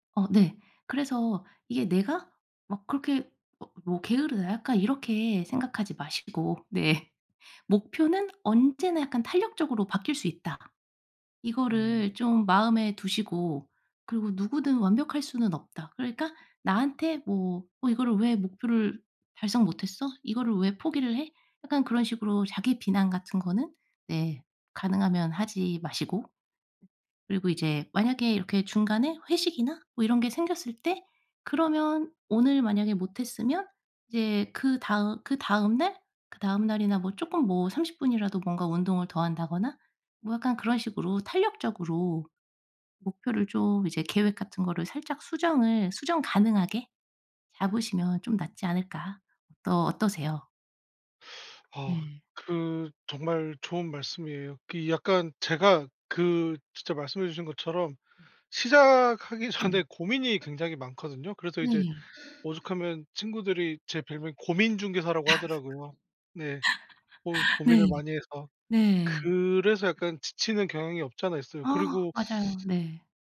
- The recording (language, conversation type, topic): Korean, advice, 비현실적인 목표 때문에 자주 포기하게 되는 상황이 있나요?
- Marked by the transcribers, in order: laughing while speaking: "네"; teeth sucking; laughing while speaking: "전에"; tapping; laugh; teeth sucking